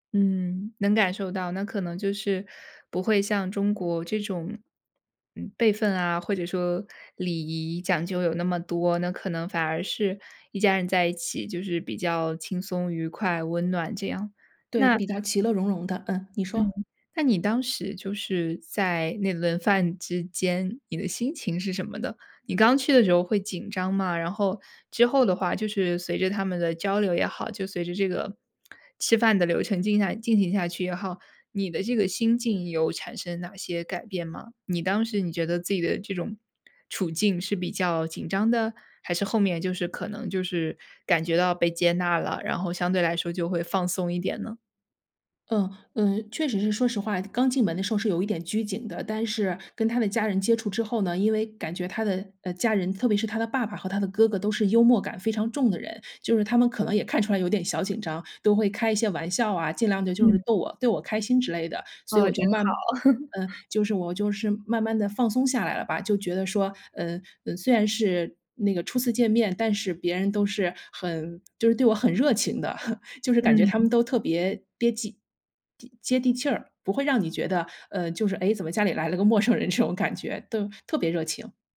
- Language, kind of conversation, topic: Chinese, podcast, 你能讲讲一次与当地家庭共进晚餐的经历吗？
- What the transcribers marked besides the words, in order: laugh; chuckle; laughing while speaking: "陌生人这种感觉"